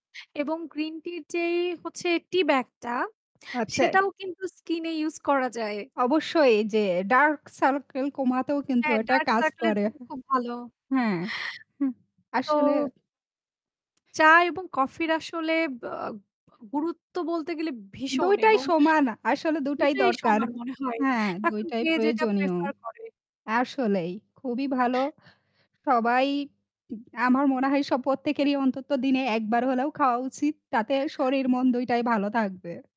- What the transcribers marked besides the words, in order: static; other background noise; "আচ্ছা" said as "অচ্ছে"; tapping; other noise; chuckle
- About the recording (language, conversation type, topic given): Bengali, unstructured, আপনি চা নাকি কফি বেশি পছন্দ করেন, এবং কেন?